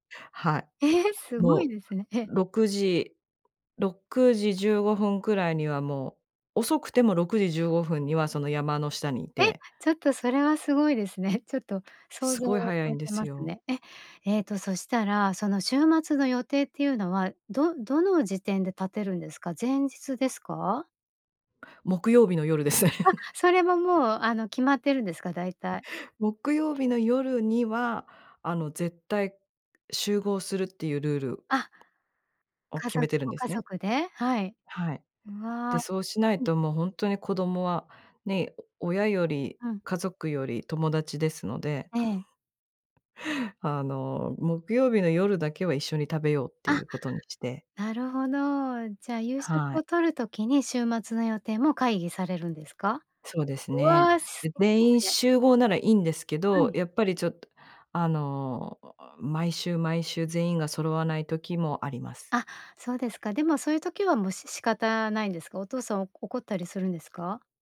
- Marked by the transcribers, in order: tapping; chuckle
- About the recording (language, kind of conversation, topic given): Japanese, podcast, 週末はご家族でどんなふうに過ごすことが多いですか？